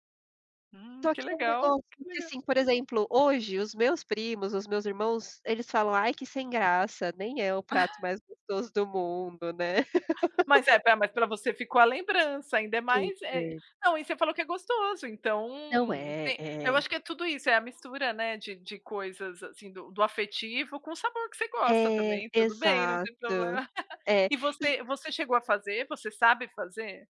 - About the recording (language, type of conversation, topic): Portuguese, unstructured, Qual prato você considera um verdadeiro abraço em forma de comida?
- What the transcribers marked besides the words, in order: tapping; chuckle; laugh; laugh